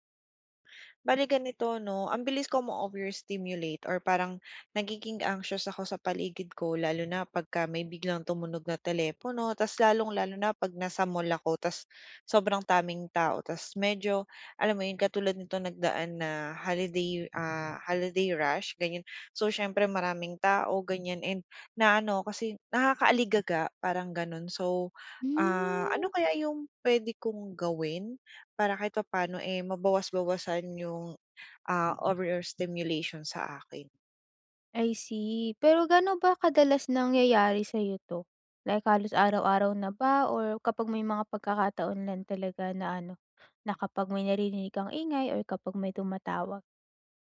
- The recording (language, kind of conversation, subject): Filipino, advice, Paano ko mababawasan ang pagiging labis na sensitibo sa ingay at sa madalas na paggamit ng telepono?
- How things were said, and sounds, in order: in English: "overstimulation"